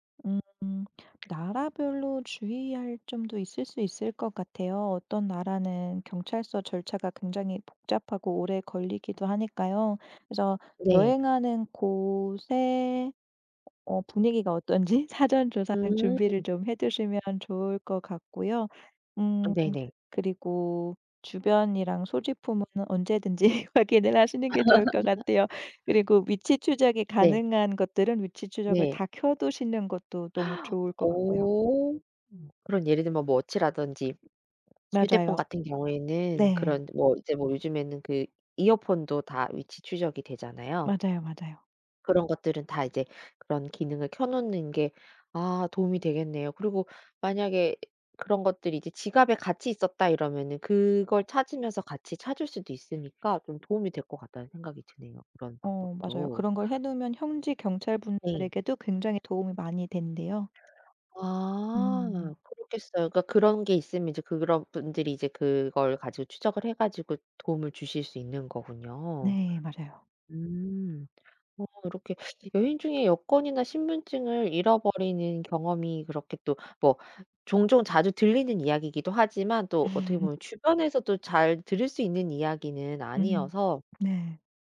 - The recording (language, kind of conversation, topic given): Korean, podcast, 여행 중 여권이나 신분증을 잃어버린 적이 있나요?
- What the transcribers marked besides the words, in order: tapping; other background noise; laughing while speaking: "언제든지"; laugh; gasp; laugh